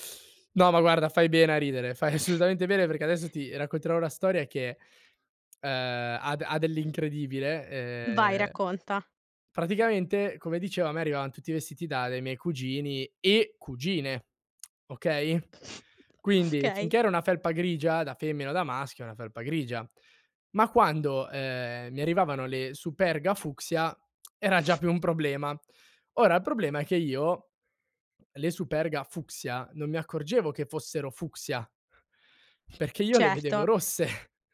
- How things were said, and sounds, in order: chuckle; laughing while speaking: "assolutamente"; tapping; drawn out: "ehm"; chuckle; other background noise; tsk; laughing while speaking: "rosse"
- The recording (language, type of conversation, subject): Italian, podcast, Come influisce il tuo stile sul tuo umore quotidiano?